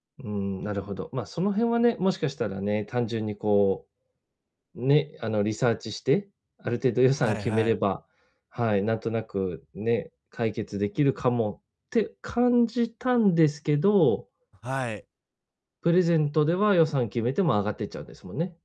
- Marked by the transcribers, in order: none
- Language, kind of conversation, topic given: Japanese, advice, 買い物で選択肢が多すぎて迷ったとき、どうやって決めればいいですか？